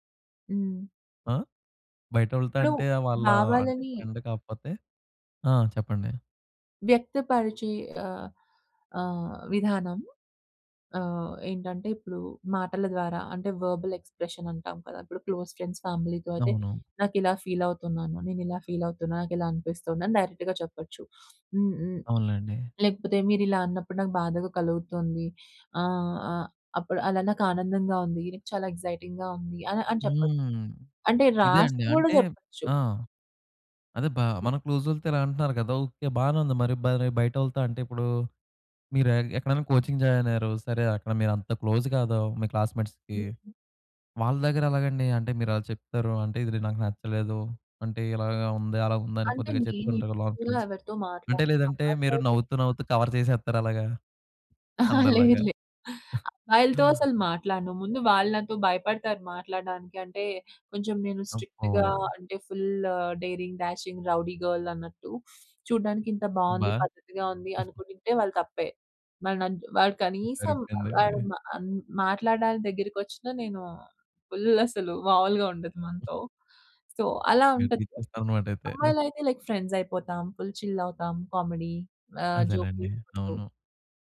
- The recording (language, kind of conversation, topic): Telugu, podcast, మీ భావాలను మీరు సాధారణంగా ఎలా వ్యక్తపరుస్తారు?
- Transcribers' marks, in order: in English: "ఫ్రెండ్"; in English: "వెర్బల్ ఎక్స్ప్రెషన్"; in English: "క్లోజ్ ఫ్రెండ్స్ ఫ్యామిలీ‌తో"; in English: "ఫీల్"; in English: "ఫీల్"; in English: "డైరెక్ట్‌గా"; sniff; in English: "ఎక్సైటింగ్‌గా"; other background noise; in English: "కోచింగ్ జాయిన్"; in English: "క్లోజ్"; in English: "క్లాస్‌మేట్స్‌కి"; unintelligible speech; laughing while speaking: "అహా, లేదులే"; in English: "కవర్"; chuckle; tapping; in English: "స్ట్రిక్ట్‌గా"; in English: "ఫుల్ డేరింగ్, డాషింగ్, రౌడీ గర్ల్"; sniff; chuckle; chuckle; in English: "ఫుల్"; in English: "సో"; in English: "రిటర్న్"; in English: "లైక్ ఫ్రెండ్స్"; in English: "ఫుల్ చిల్"; in English: "కామెడీ"